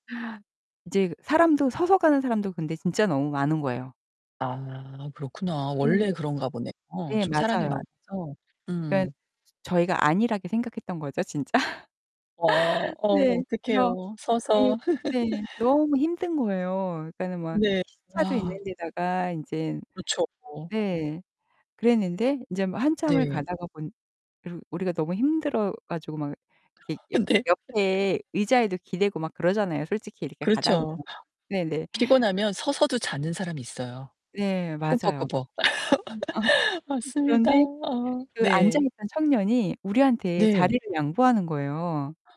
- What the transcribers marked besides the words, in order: distorted speech; other background noise; laughing while speaking: "진짜"; laughing while speaking: "네. 그래서 네. 네"; laugh; laughing while speaking: "어, 네"; laugh; static; laugh; laughing while speaking: "맞습니다"
- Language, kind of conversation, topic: Korean, podcast, 여행 중에 누군가에게 도움을 받거나 도움을 준 적이 있으신가요?